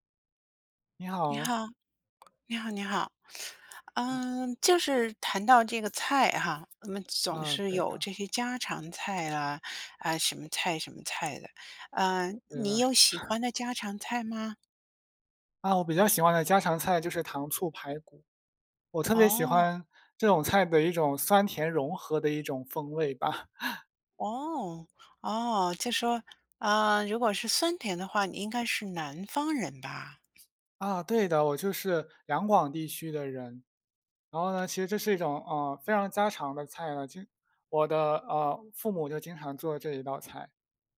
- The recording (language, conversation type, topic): Chinese, unstructured, 你最喜欢的家常菜是什么？
- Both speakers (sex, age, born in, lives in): female, 60-64, China, United States; male, 20-24, China, Finland
- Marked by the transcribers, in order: tapping; chuckle